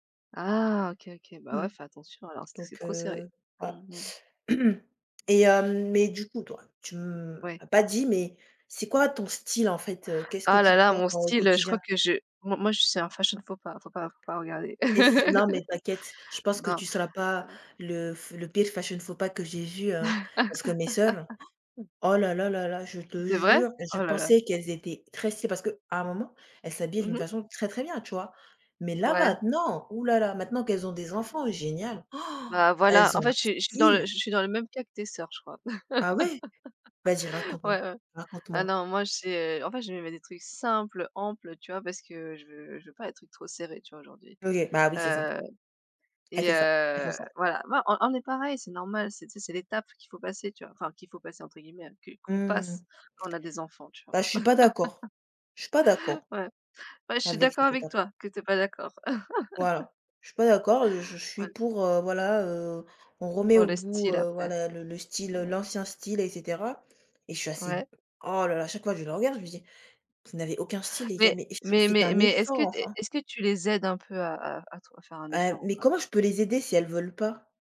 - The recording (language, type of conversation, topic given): French, unstructured, Comment décrirais-tu ton style personnel ?
- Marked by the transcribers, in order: throat clearing; tapping; chuckle; chuckle; stressed: "jure"; gasp; stressed: "style"; laugh; chuckle; chuckle; other background noise